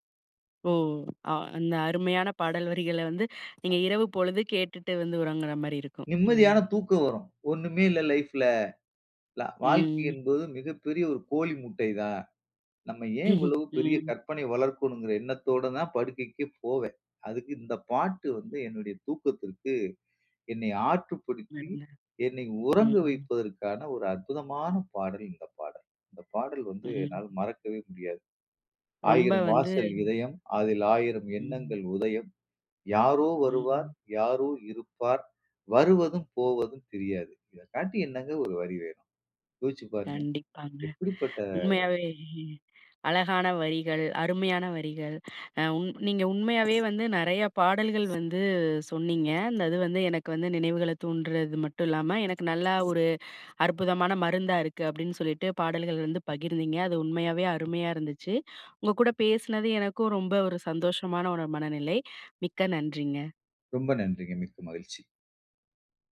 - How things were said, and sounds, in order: other noise; tapping; in English: "லைஃப்ல"; chuckle; unintelligible speech; singing: "ஆயிரம் வாசல் இதயம், அதில் ஆயிரம் … வருவதும் போவதும் தெரியாது"; laughing while speaking: "உண்மையாவே"
- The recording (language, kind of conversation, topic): Tamil, podcast, நினைவுகளை மீண்டும் எழுப்பும் ஒரு பாடலைப் பகிர முடியுமா?